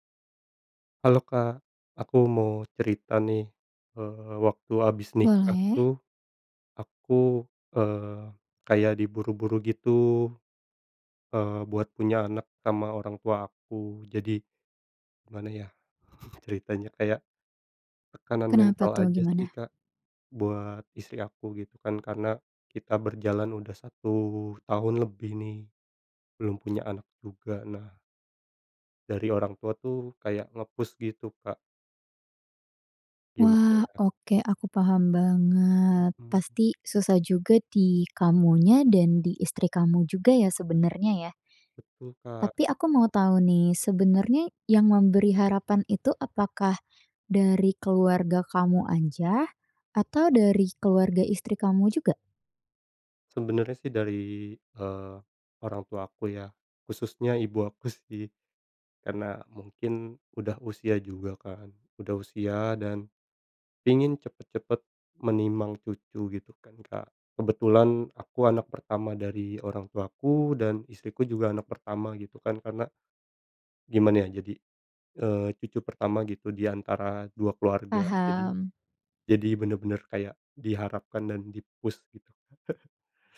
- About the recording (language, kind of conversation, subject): Indonesian, advice, Apakah Anda diharapkan segera punya anak setelah menikah?
- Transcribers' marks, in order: other noise; in English: "nge-push"; in English: "di-push"; chuckle